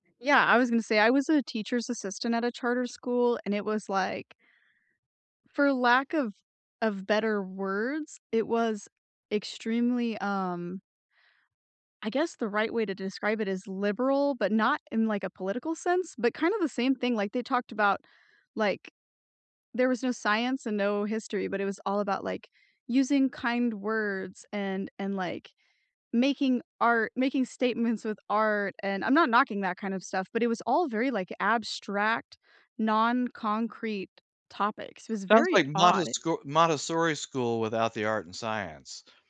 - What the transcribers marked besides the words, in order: tapping
- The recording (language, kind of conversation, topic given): English, unstructured, What role should the government play in education?
- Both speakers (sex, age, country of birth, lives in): female, 25-29, United States, United States; male, 60-64, United States, United States